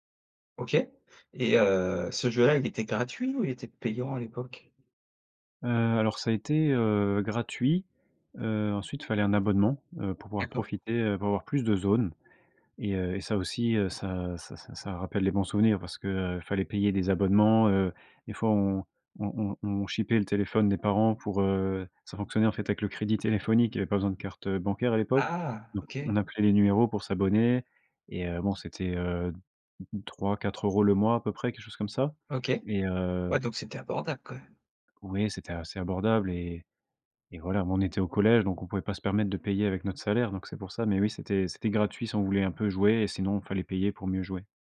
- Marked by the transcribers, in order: other background noise
- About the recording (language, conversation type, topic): French, podcast, Quelle expérience de jeu vidéo de ton enfance te rend le plus nostalgique ?